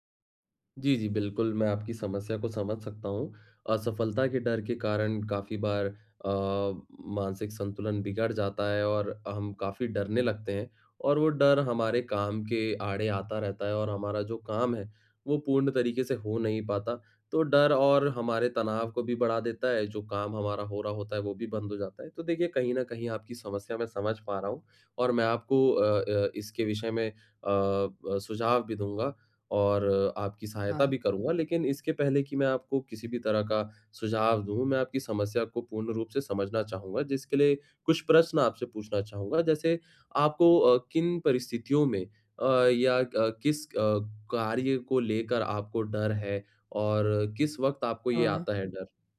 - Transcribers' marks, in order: other background noise; tapping
- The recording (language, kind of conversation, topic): Hindi, advice, असफलता के डर को कैसे पार किया जा सकता है?